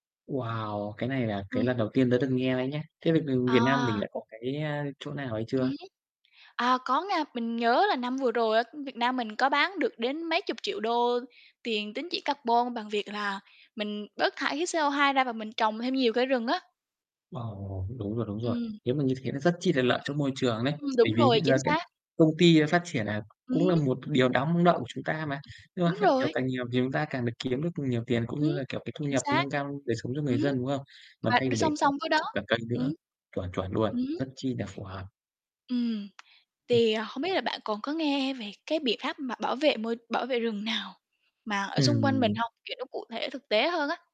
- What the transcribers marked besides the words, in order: distorted speech; tapping; other background noise; unintelligible speech
- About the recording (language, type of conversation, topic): Vietnamese, unstructured, Bạn nghĩ gì về tình trạng rừng bị chặt phá ngày càng nhiều?
- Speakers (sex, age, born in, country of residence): female, 18-19, Vietnam, Vietnam; male, 25-29, Vietnam, Vietnam